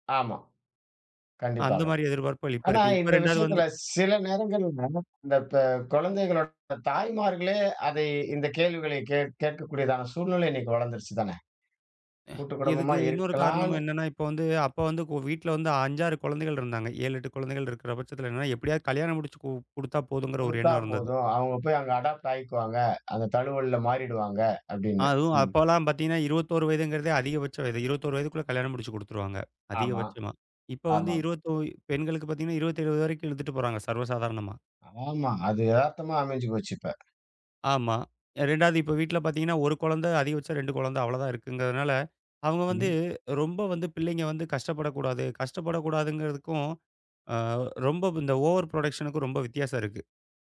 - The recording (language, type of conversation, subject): Tamil, podcast, திருமணத்தில் குடும்பத்தின் எதிர்பார்ப்புகள் எவ்வளவு பெரியதாக இருக்கின்றன?
- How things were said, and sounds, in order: unintelligible speech; in English: "அடாப்ட்"; in English: "ஓவர் ப்ரோடக்ஷனுக்கும்"